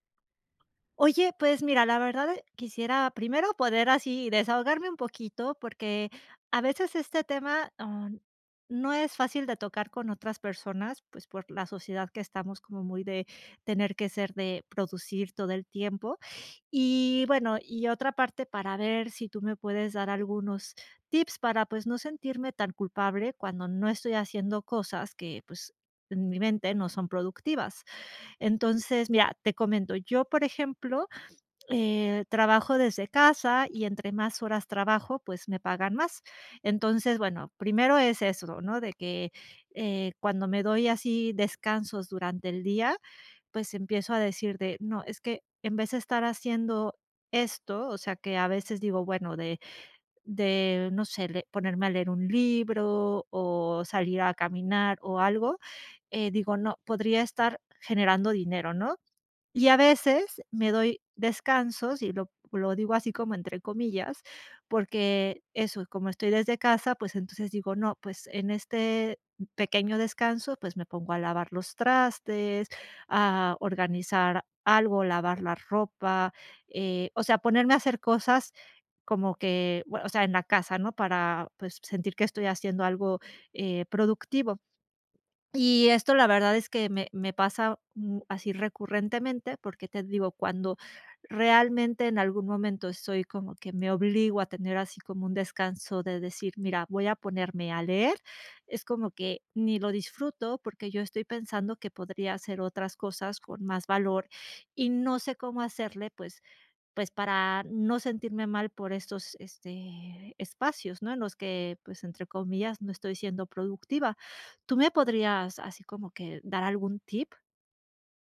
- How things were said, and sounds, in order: none
- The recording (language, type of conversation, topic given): Spanish, advice, ¿Cómo puedo dejar de sentir culpa cuando no hago cosas productivas?